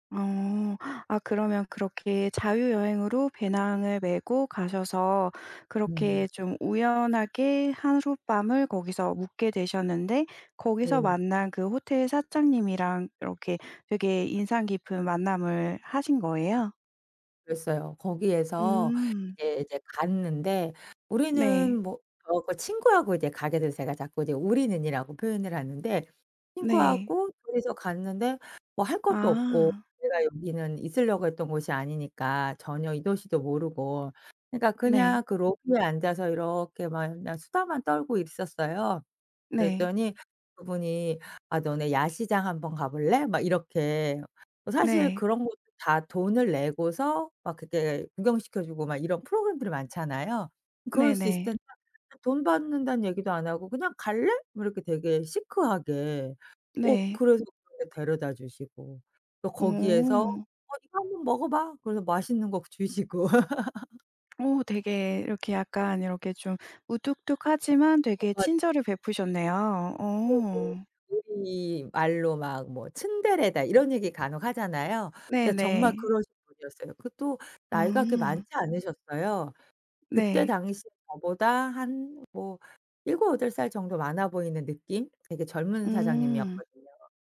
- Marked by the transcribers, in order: tapping; other background noise; laugh; unintelligible speech
- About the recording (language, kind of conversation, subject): Korean, podcast, 여행 중에 만난 친절한 사람에 대해 이야기해 주실 수 있나요?